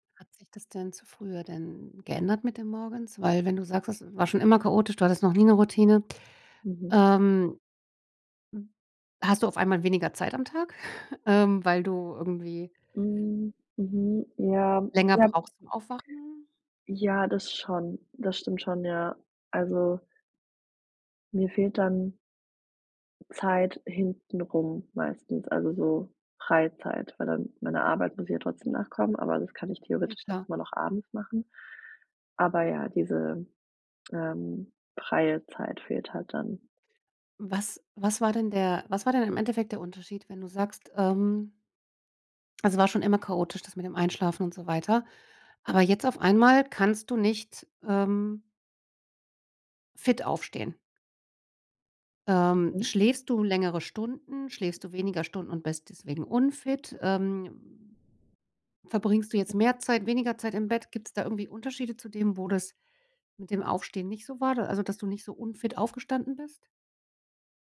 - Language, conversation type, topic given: German, advice, Wie kann ich meine Abendroutine so gestalten, dass ich zur Ruhe komme und erholsam schlafe?
- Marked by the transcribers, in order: other noise; chuckle; other background noise